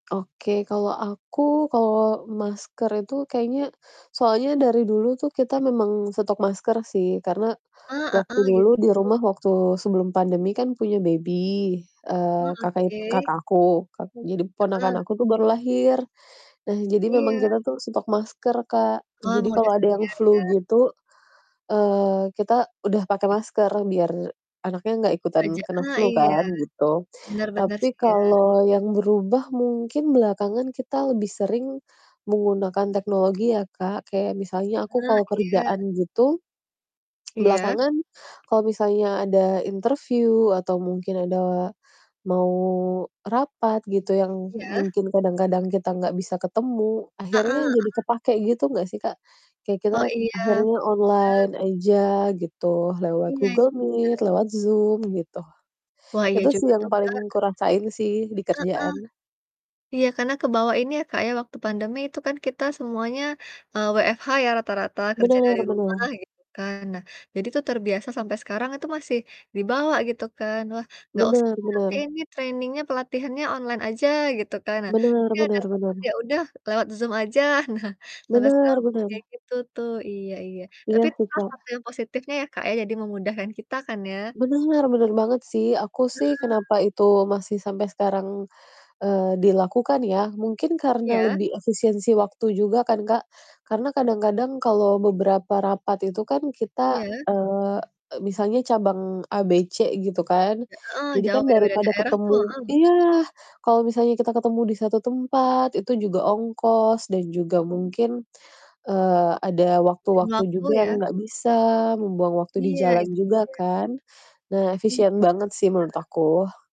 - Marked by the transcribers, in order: distorted speech; in English: "baby"; tongue click; static; tapping; other background noise; mechanical hum; in English: "training-nya"; laughing while speaking: "nah"
- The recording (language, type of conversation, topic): Indonesian, unstructured, Bagaimana kamu melihat perubahan gaya hidup setelah pandemi?